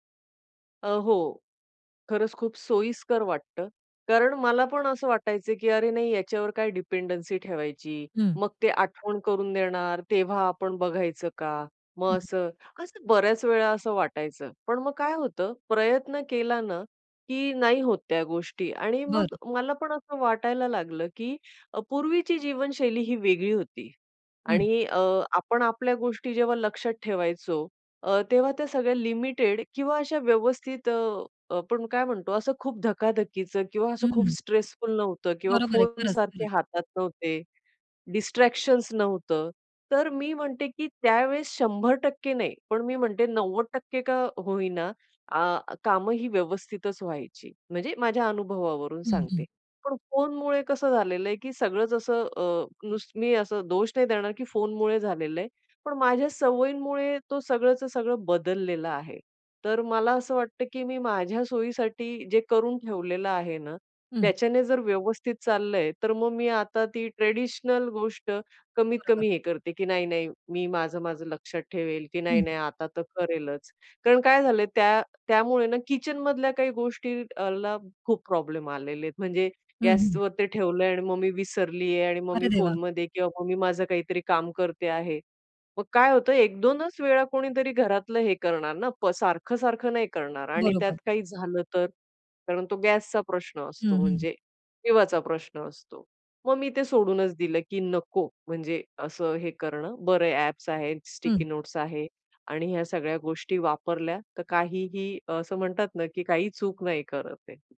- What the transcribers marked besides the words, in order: in English: "डिपेंडन्सी"; in English: "लिमिटेड"; in English: "स्ट्रेसफुल"; in English: "डिस्ट्रॅक्शन्स"; in English: "ट्रेडिशनल"; in English: "किचनमधल्या"; in English: "प्रॉब्लेम"; in English: "स्टिकी नोट्स"
- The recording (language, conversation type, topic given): Marathi, podcast, नोट्स ठेवण्याची तुमची सोपी पद्धत काय?